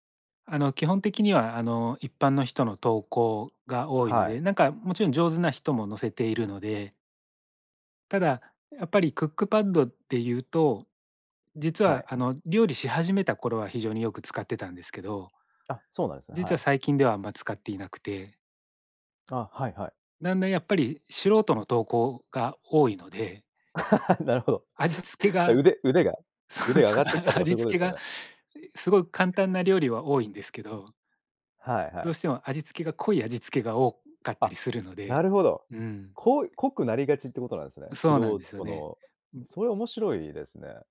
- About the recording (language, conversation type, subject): Japanese, podcast, 家事の分担はどうやって決めていますか？
- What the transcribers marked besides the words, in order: other background noise; laugh; laughing while speaking: "なるほど"; laughing while speaking: "そう そう"